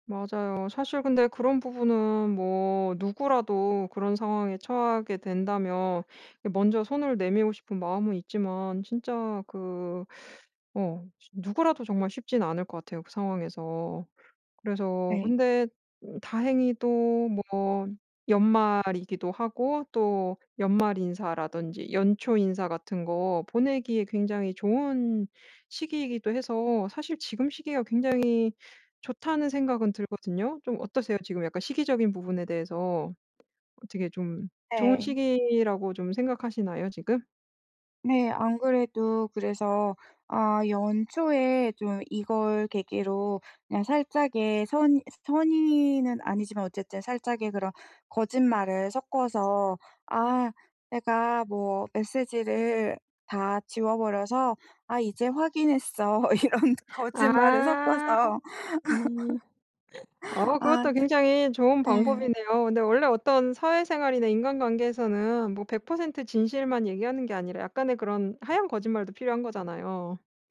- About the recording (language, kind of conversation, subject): Korean, advice, 상대에게 진심으로 사과하고 관계를 회복하려면 어떻게 해야 할까요?
- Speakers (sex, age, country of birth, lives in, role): female, 35-39, South Korea, France, advisor; female, 40-44, South Korea, France, user
- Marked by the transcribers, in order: other background noise; laugh; laughing while speaking: "이런 거짓말을 섞어서"; laugh